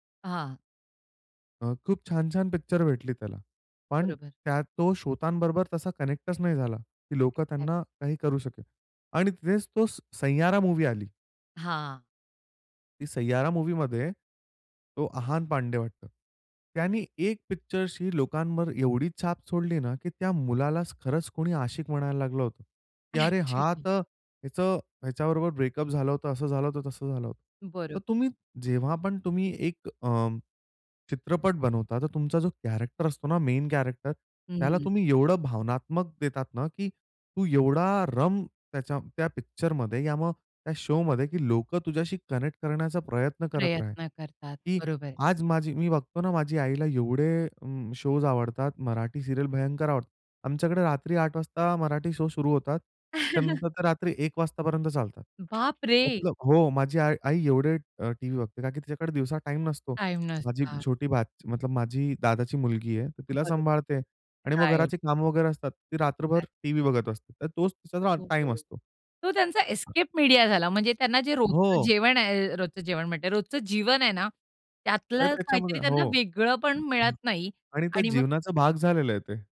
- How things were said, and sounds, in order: in English: "कनेक्टच"; in English: "एक्साक्ट"; laughing while speaking: "ॲक्चुली"; in English: "कॅरेक्टर"; in English: "मेन कॅरेक्टर"; in English: "कनेक्ट"; in English: "शोज"; chuckle; surprised: "बापरे!"; other background noise; in English: "राइट"; in English: "एक्साक्ट"; in English: "एस्केप मीडिया"
- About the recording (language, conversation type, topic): Marathi, podcast, एखादा चित्रपट किंवा मालिका तुमच्यावर कसा परिणाम करू शकतो?